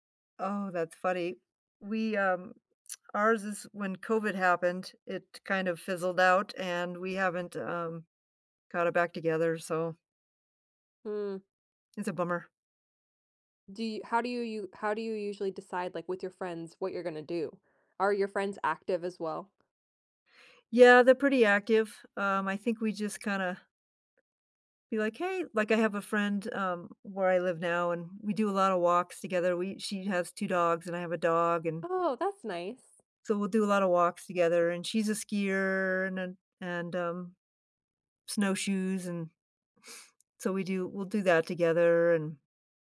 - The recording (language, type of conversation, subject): English, unstructured, What do you like doing for fun with friends?
- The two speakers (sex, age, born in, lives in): female, 30-34, United States, United States; female, 60-64, United States, United States
- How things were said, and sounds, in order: tapping